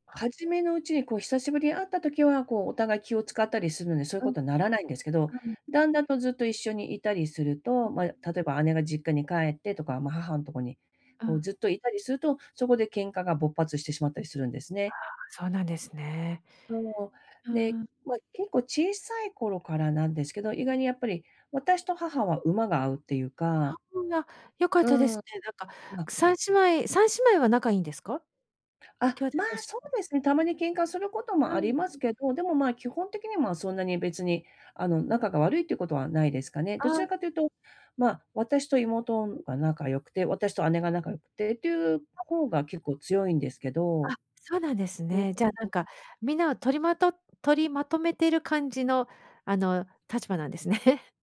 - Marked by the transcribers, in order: other noise; chuckle
- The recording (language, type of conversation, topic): Japanese, advice, 親の介護の負担を家族で公平かつ現実的に分担するにはどうすればよいですか？